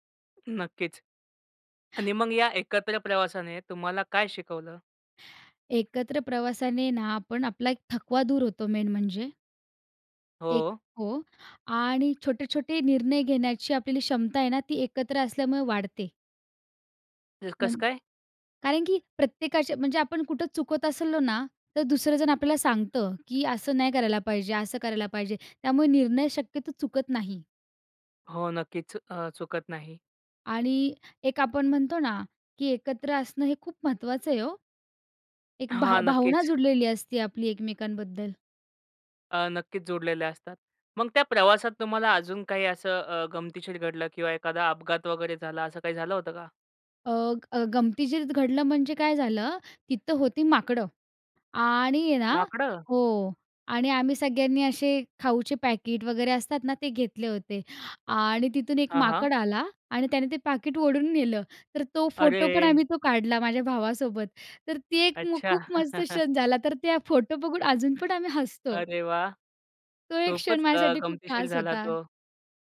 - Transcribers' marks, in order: swallow; tapping; surprised: "माकडं?"; inhale; surprised: "अरे!"; chuckle; other noise
- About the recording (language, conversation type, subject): Marathi, podcast, एकत्र प्रवास करतानाच्या आठवणी तुमच्यासाठी का खास असतात?